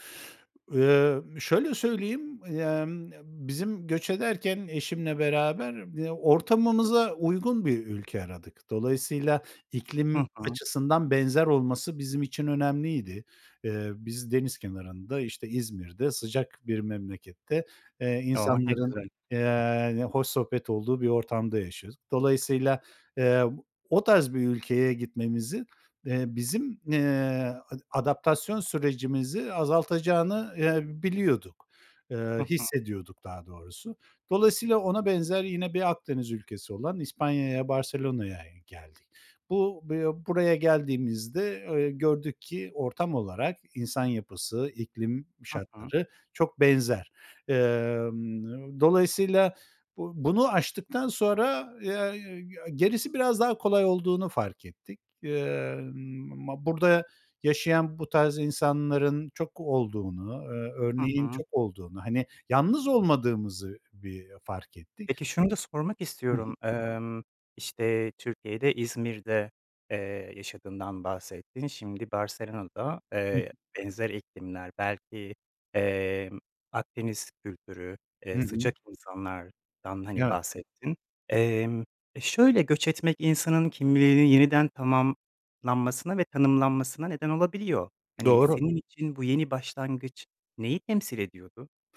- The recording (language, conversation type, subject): Turkish, podcast, Göç deneyimi yaşadıysan, bu süreç seni nasıl değiştirdi?
- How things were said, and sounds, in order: other background noise; other noise